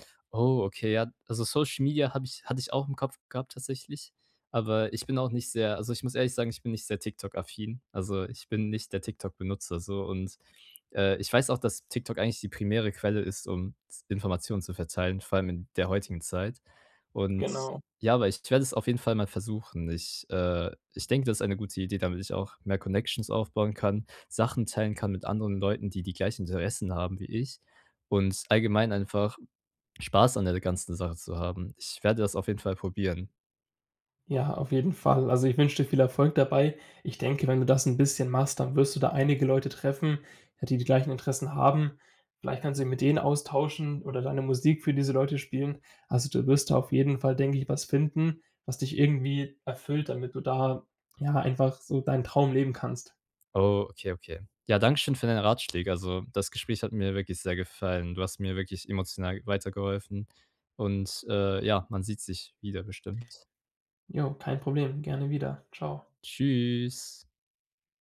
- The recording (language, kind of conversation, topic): German, advice, Wie kann ich klare Prioritäten zwischen meinen persönlichen und beruflichen Zielen setzen?
- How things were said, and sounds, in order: in English: "Connections"; drawn out: "Tschüss"